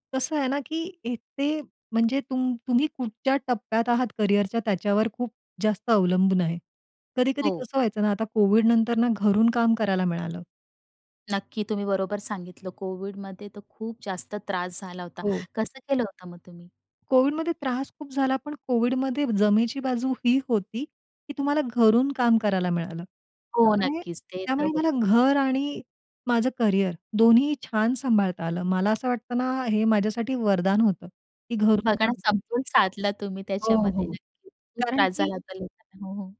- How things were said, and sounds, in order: other noise; tapping
- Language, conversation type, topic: Marathi, podcast, कुटुंब आणि करिअर यांच्यात कसा समतोल साधता?